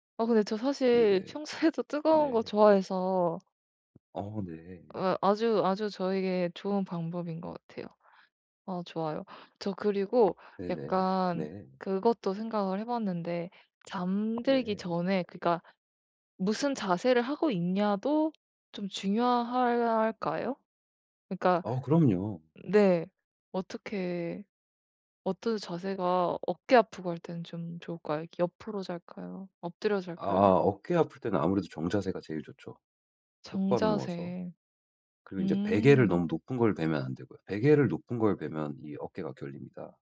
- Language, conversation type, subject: Korean, advice, 잠들기 전에 전신을 이완하는 연습을 어떻게 하면 좋을까요?
- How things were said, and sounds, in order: laughing while speaking: "평소에도"; other background noise; tapping